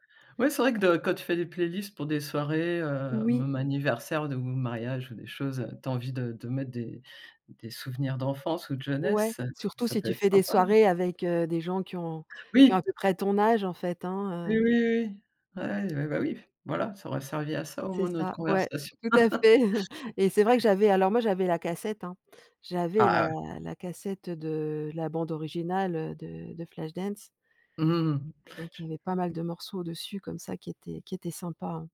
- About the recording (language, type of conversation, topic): French, podcast, Te souviens-tu d’une chanson qui te ramène directement à ton enfance ?
- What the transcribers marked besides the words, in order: chuckle; other noise